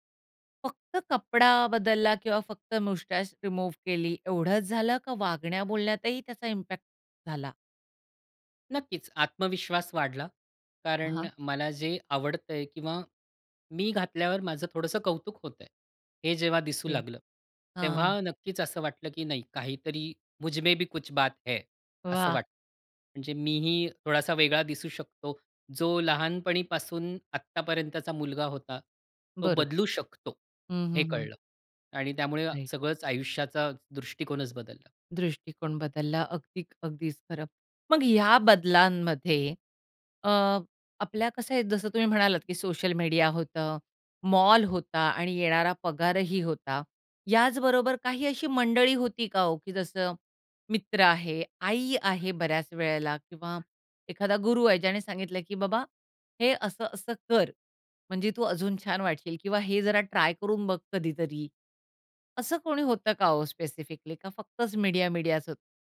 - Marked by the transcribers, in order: in English: "मुस्टच रिमूव्ह"; in English: "इम्पॅक्ट"; in Hindi: "मुझमे भी कुछ बात है"; in English: "राइट"; other background noise
- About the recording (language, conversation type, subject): Marathi, podcast, तुझी शैली आयुष्यात कशी बदलत गेली?